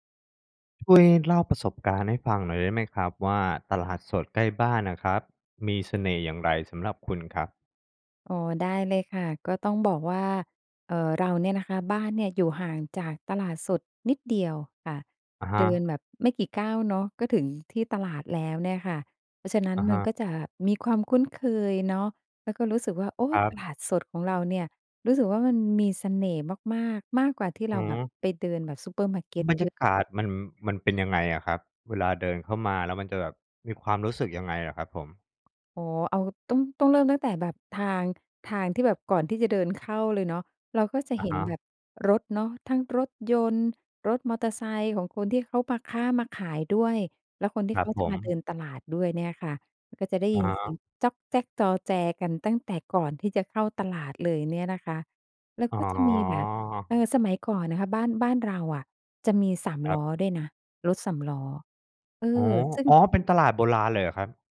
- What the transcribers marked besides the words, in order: none
- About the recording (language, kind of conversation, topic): Thai, podcast, ตลาดสดใกล้บ้านของคุณมีเสน่ห์อย่างไร?